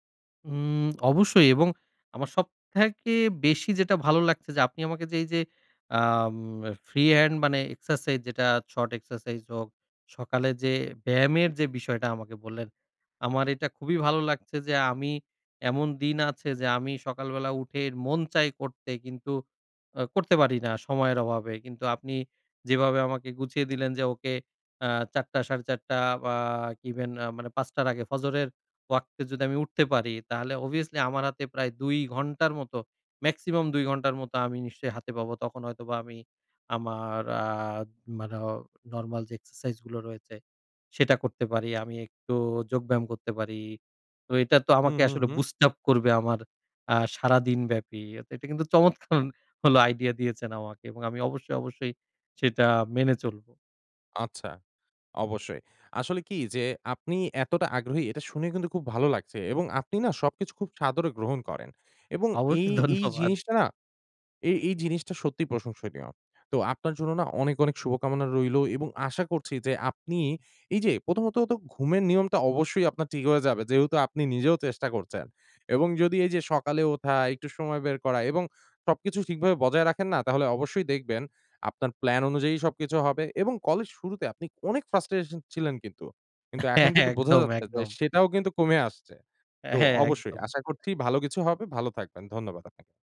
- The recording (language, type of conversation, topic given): Bengali, advice, নিয়মিতভাবে রাতে নির্দিষ্ট সময়ে ঘুমাতে যাওয়ার অভ্যাস কীভাবে বজায় রাখতে পারি?
- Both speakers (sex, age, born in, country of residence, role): male, 25-29, Bangladesh, Bangladesh, advisor; male, 30-34, Bangladesh, Bangladesh, user
- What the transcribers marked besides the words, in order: lip smack; tapping; in English: "boost up"; laughing while speaking: "চমৎকান ভালো"; "চমৎকার" said as "চমৎকান"; laughing while speaking: "অবশ্যই ধন্যবাদ"; in English: "frustration"; laughing while speaking: "হ্যাঁ, হ্যাঁ। একদম, একদম"; laughing while speaking: "হ্যাঁ একদম"